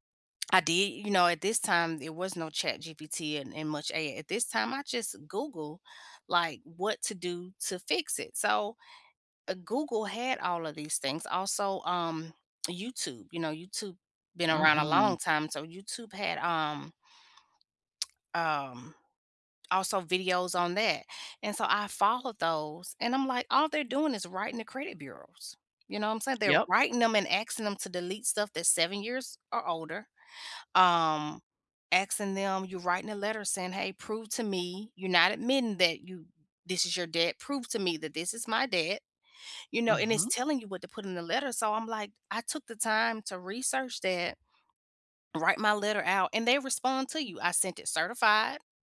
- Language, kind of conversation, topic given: English, unstructured, How does technology shape your daily habits and help you feel more connected?
- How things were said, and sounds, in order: tapping; other background noise; lip smack